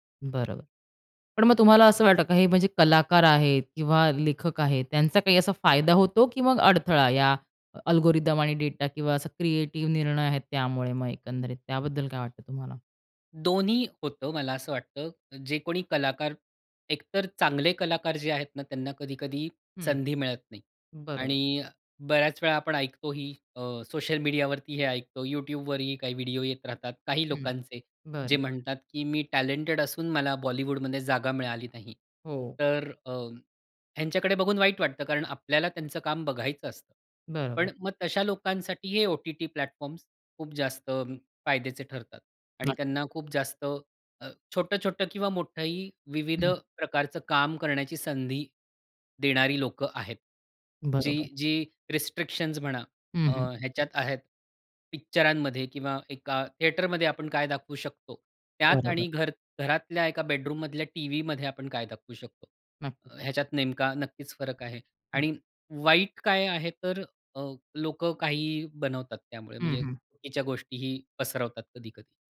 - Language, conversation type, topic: Marathi, podcast, स्ट्रीमिंगमुळे कथा सांगण्याची पद्धत कशी बदलली आहे?
- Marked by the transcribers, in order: tapping; in English: "अ ॲल्गोरिदम"; other background noise; in English: "प्लॅटफॉर्म्स"